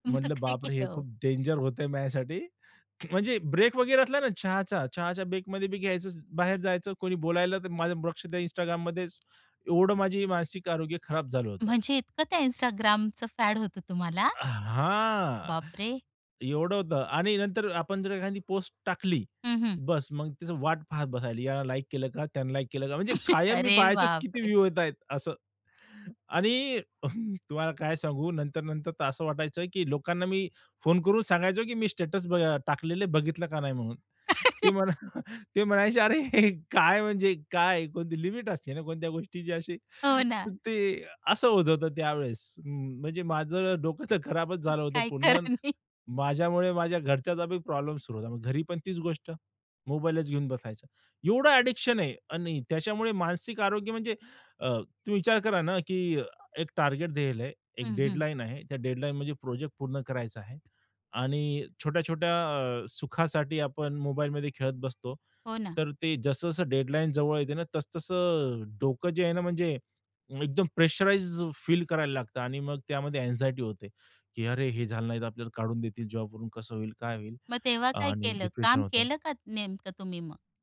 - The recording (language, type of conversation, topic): Marathi, podcast, सोशल मीडियावर आपले मानसिक आरोग्य आपण कसे सांभाळता?
- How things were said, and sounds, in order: laughing while speaking: "मग काय केलं हो?"; tapping; other background noise; surprised: "बापरे!"; laugh; laugh; laughing while speaking: "ते म्हणायचे, अरे काय, म्हणजे … कोणत्या गोष्टीची अशी"; laughing while speaking: "काही खरं नाही"; in English: "अँग्झायटी"